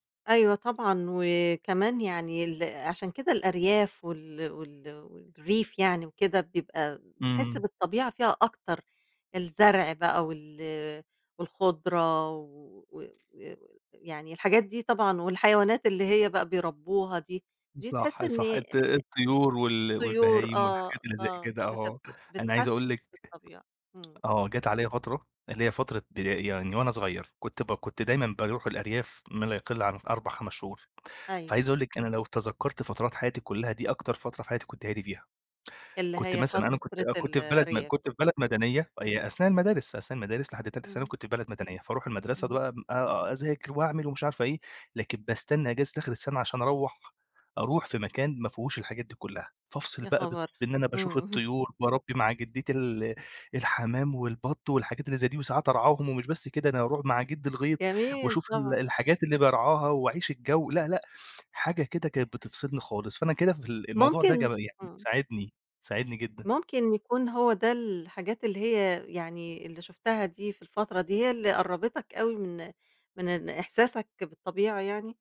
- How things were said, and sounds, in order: other background noise; tapping
- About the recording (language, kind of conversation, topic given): Arabic, podcast, إيه الحاجات البسيطة اللي بتقرّب الناس من الطبيعة؟